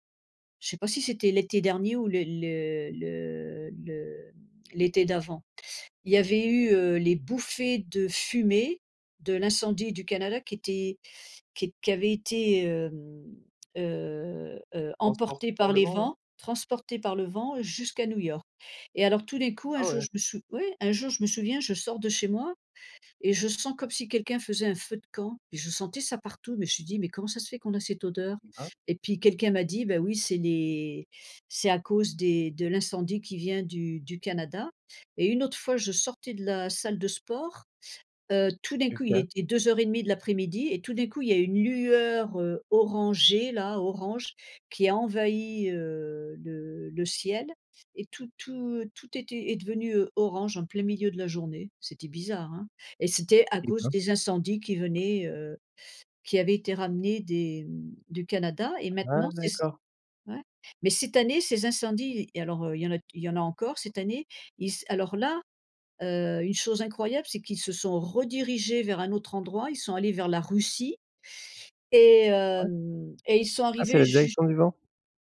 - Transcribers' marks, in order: unintelligible speech; tapping
- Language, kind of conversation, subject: French, unstructured, Comment ressens-tu les conséquences des catastrophes naturelles récentes ?